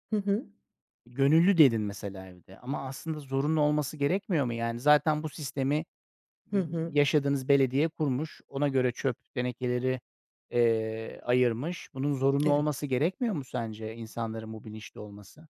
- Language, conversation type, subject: Turkish, podcast, Plastik kullanımını azaltmanın pratik yolları nelerdir?
- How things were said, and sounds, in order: other background noise